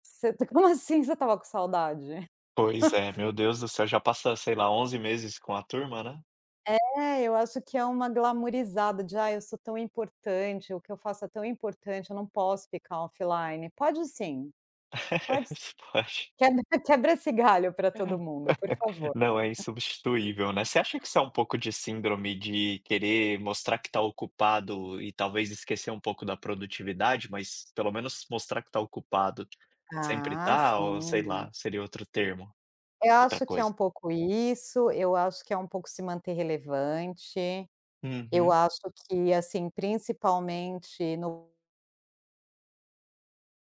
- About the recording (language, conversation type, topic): Portuguese, podcast, Como você consegue desligar o celular e criar mais tempo sem telas em casa?
- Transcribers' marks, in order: chuckle; laugh; laugh